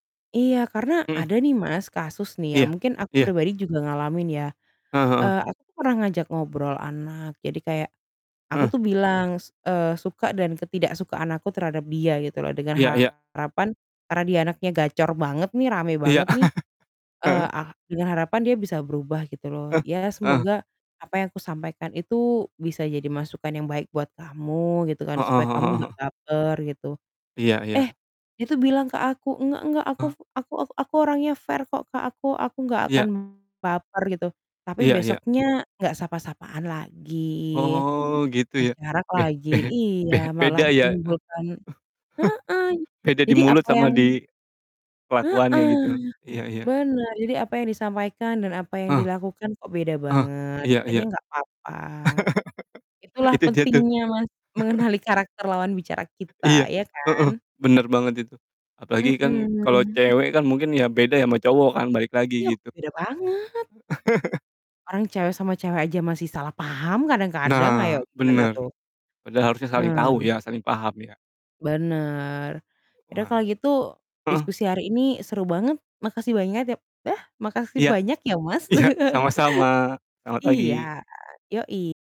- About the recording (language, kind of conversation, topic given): Indonesian, unstructured, Bagaimana kamu bisa meyakinkan orang lain tanpa terlihat memaksa?
- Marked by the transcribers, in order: distorted speech; chuckle; in English: "fair"; laughing while speaking: "Be be be"; chuckle; chuckle; chuckle; chuckle; tapping; laughing while speaking: "iya, sama-sama"; chuckle